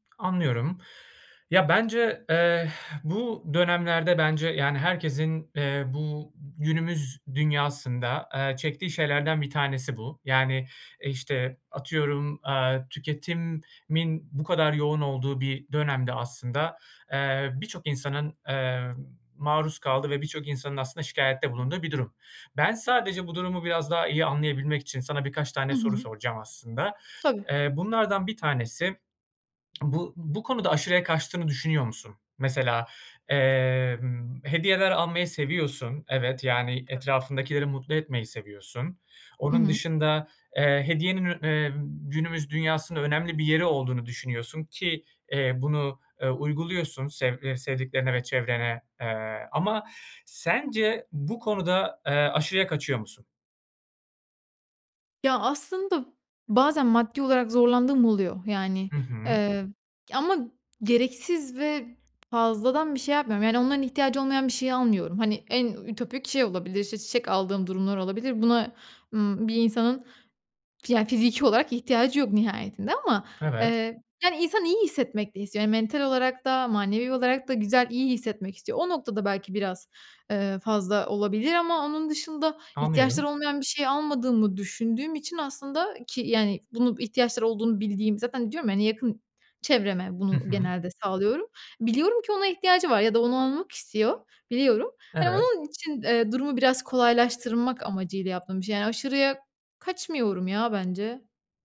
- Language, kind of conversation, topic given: Turkish, advice, Hediyeler için aşırı harcama yapıyor ve sınır koymakta zorlanıyor musunuz?
- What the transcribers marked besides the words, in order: exhale; tapping; other background noise; unintelligible speech